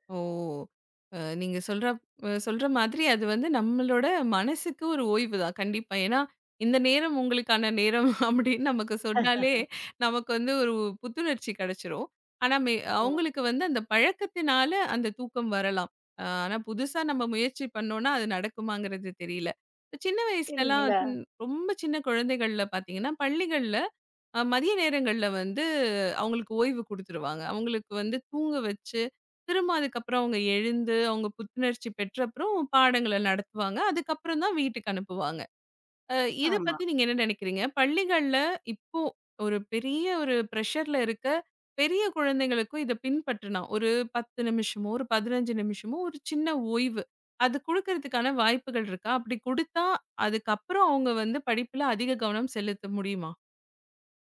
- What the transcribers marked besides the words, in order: laugh; in English: "பிரஷர்ல"
- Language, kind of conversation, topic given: Tamil, podcast, சிறு ஓய்வுகள் எடுத்த பிறகு உங்கள் அனுபவத்தில் என்ன மாற்றங்களை கவனித்தீர்கள்?